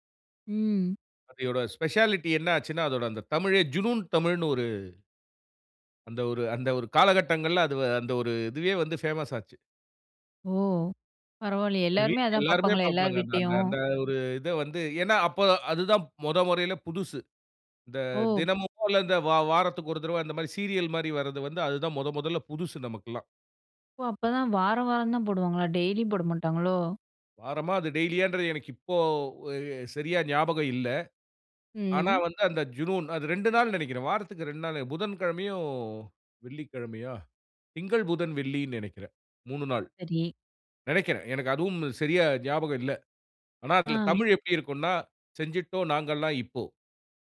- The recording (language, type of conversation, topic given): Tamil, podcast, இரவில்தூங்குவதற்குமுன் நீங்கள் எந்த வரிசையில் என்னென்ன செய்வீர்கள்?
- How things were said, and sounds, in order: in English: "ஸ்பெஷாலிட்டி"; in English: "ஃபேமஸ்"